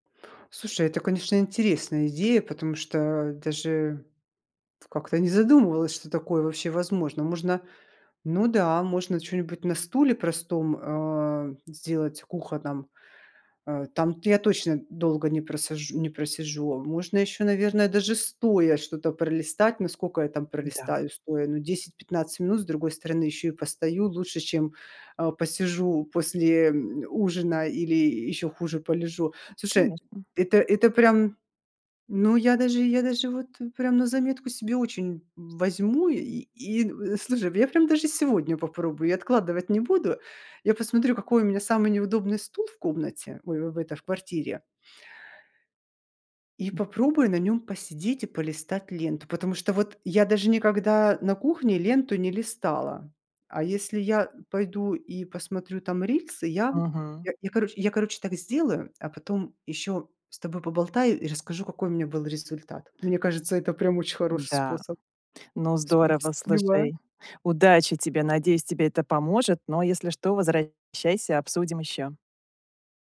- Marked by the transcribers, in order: tapping; other background noise; "рилсы" said as "рильсы"; joyful: "Мне кажется, это прям очень хороший способ. Спасибо"
- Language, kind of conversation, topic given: Russian, advice, Как мне сократить вечернее время за экраном и меньше сидеть в интернете?